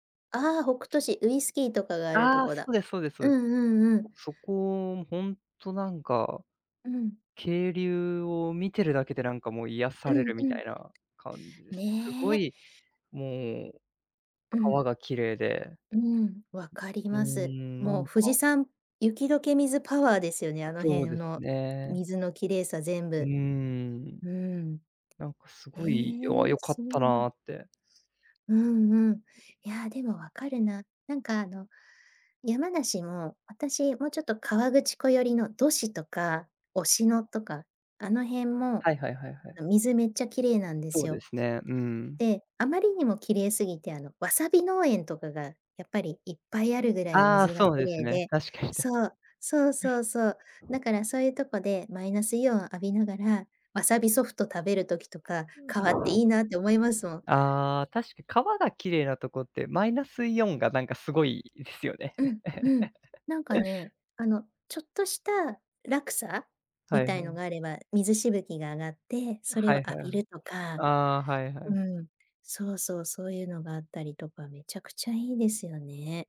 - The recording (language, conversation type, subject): Japanese, unstructured, 自然の中で一番好きな場所はどこですか？
- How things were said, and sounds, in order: tapping; other background noise; unintelligible speech; chuckle